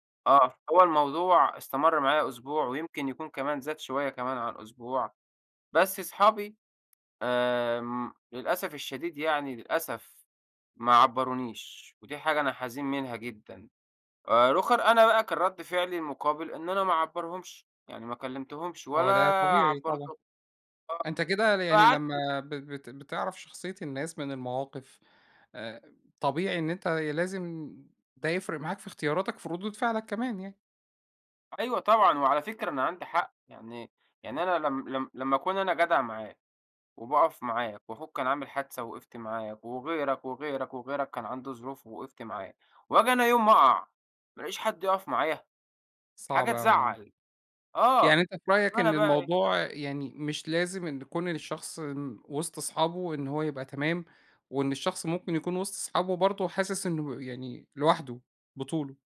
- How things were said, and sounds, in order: tapping
- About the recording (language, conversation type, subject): Arabic, podcast, إيه اللي بيخلي الناس تحس بالوحدة رغم إن حواليها صحبة؟
- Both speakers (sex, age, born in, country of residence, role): male, 25-29, Egypt, Egypt, guest; male, 40-44, Egypt, Egypt, host